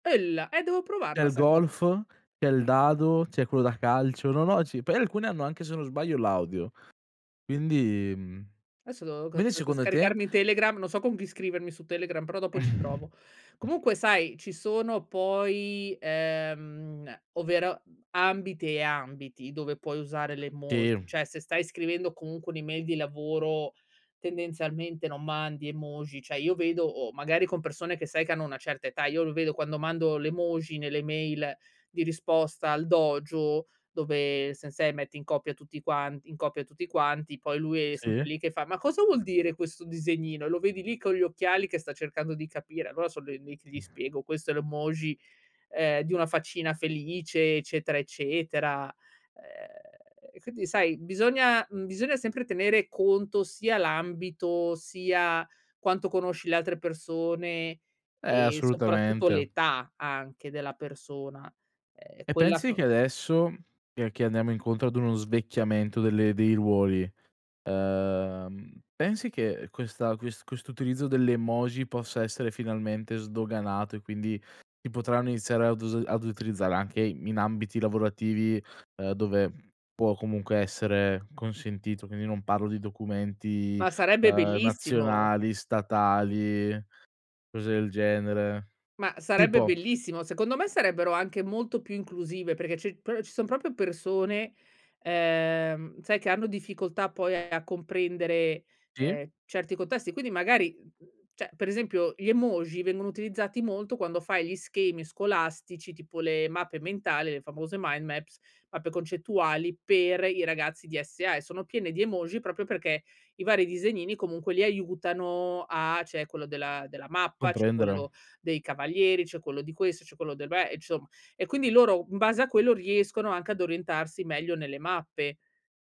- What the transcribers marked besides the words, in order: snort; "cioè" said as "ceh"; other background noise; "cioè" said as "ceh"; "proprio" said as "prorio"; "proprio" said as "propio"; "cioè" said as "ceh"; in English: "mind maps"
- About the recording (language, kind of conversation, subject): Italian, podcast, Perché le emoji a volte creano equivoci?